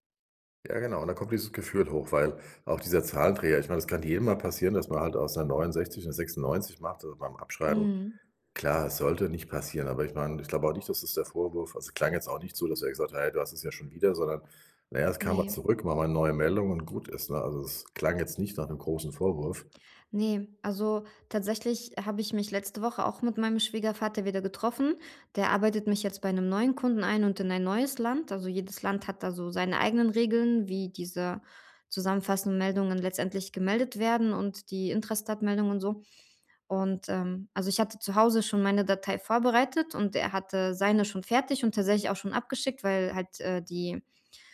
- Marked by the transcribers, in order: none
- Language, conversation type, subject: German, advice, Wie kann ich nach einem Fehler freundlicher mit mir selbst umgehen?